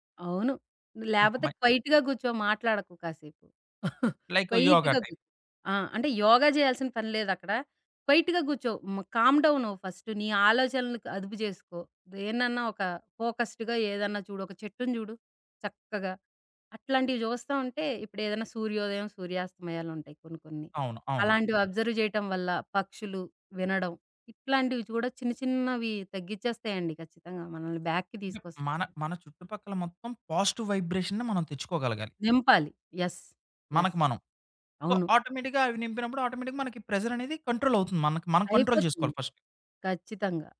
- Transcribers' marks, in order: in English: "క్వైట్‌గా"; chuckle; in English: "క్వైట్‌గా"; in English: "లైక్ యోగా టైప్"; in English: "క్వైట్‌గా"; in English: "కామ్ డౌన్"; in English: "ఫస్ట్"; in English: "ఫోకస్డ్‌గా"; in English: "అబ్జర్వ్"; in English: "బ్యాక్‌కి"; in English: "పాజిటివ్ వైబ్రేషన్‌ని"; in English: "యెస్! యెస్!"; in English: "సో, ఆటోమేటిక్‌గా"; in English: "ఆటోమేటిక్‌గా"; in English: "ప్రెషరనేది"; in English: "కంట్రోల్"; in English: "ఫస్ట్"
- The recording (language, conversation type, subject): Telugu, podcast, ఒత్తిడి తగ్గించుకోవడానికి మీరు ఇష్టపడే చిన్న అలవాటు ఏది?